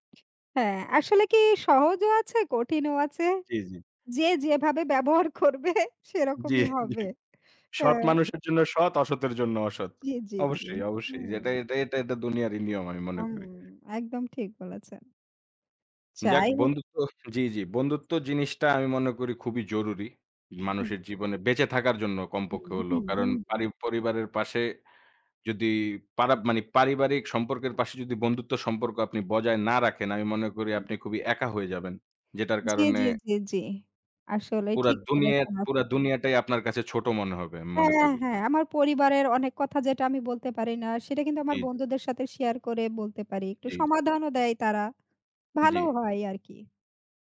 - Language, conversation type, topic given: Bengali, unstructured, বন্ধুত্বে বিশ্বাস কতটা জরুরি?
- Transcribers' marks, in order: other background noise; laughing while speaking: "ব্যবহার করবে সেরকমই হবে"; laughing while speaking: "জ্বী, জ্বী"; throat clearing; "মানে" said as "মানি"; lip smack